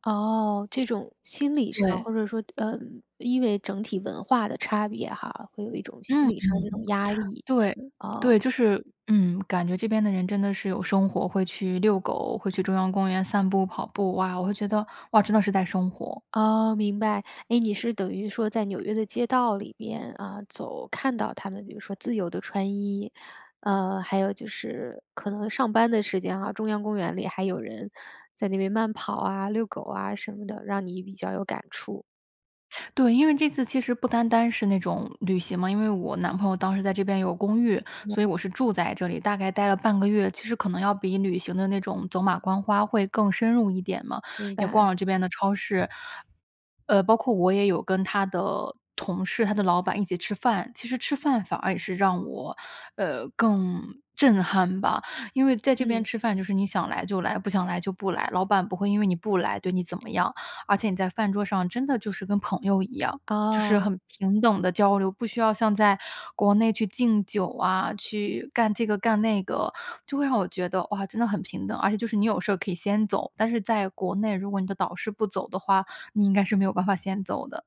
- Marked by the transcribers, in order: other noise; tapping; laughing while speaking: "没有"
- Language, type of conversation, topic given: Chinese, podcast, 有哪次旅行让你重新看待人生？